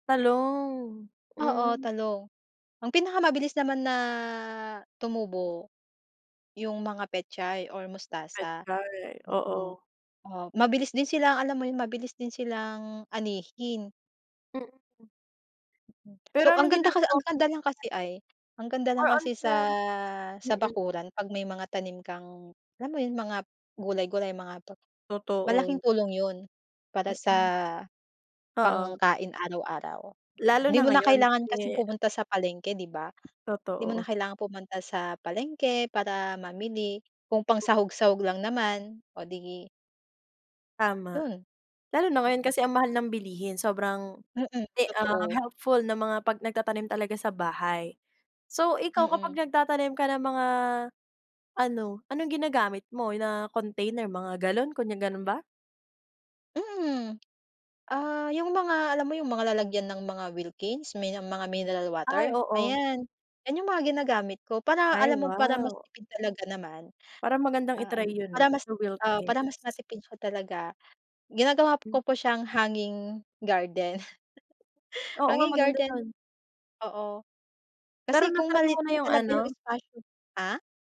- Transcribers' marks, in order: tapping; other background noise; chuckle
- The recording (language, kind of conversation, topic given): Filipino, podcast, Paano ka magsisimulang magtanim kahit maliit lang ang espasyo sa bahay?